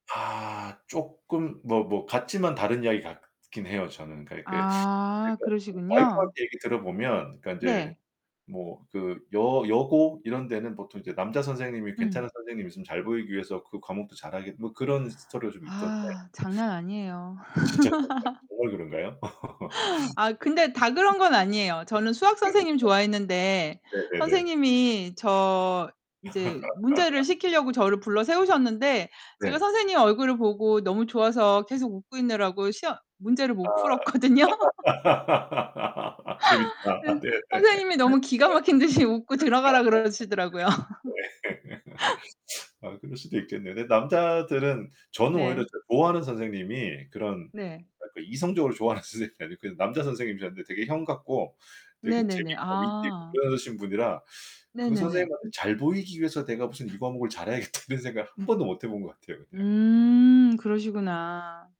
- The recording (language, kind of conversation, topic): Korean, unstructured, 학교에서 가장 기억에 남는 수업은 무엇이었나요?
- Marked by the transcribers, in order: other background noise; distorted speech; tapping; laugh; laugh; laugh; laugh; laughing while speaking: "풀었거든요"; laughing while speaking: "재밌다. 네, 네"; unintelligible speech; laugh; other noise; laughing while speaking: "기가 막힌 듯이 웃고 들어가라 그러시더라고요"; laugh; laughing while speaking: "선생님이 아니고"; laughing while speaking: "잘해야겠다"